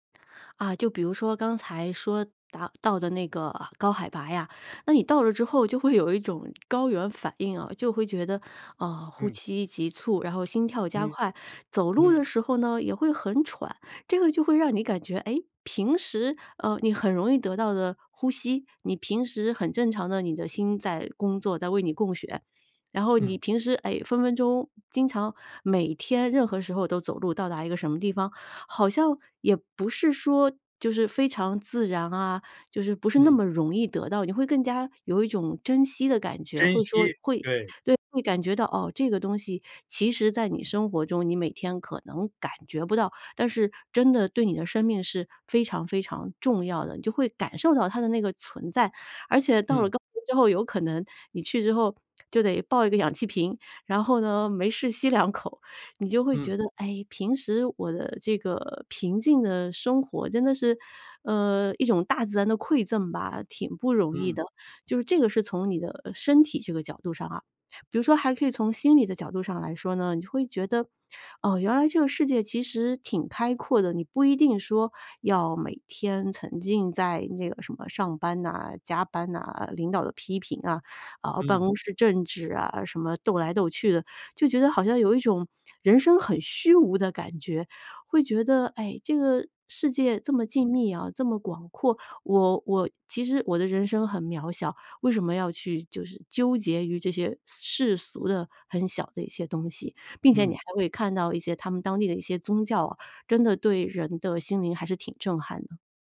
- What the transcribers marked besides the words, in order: "这么" said as "仄么"; "这么" said as "仄么"
- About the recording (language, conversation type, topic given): Chinese, podcast, 你觉得有哪些很有意义的地方是每个人都应该去一次的？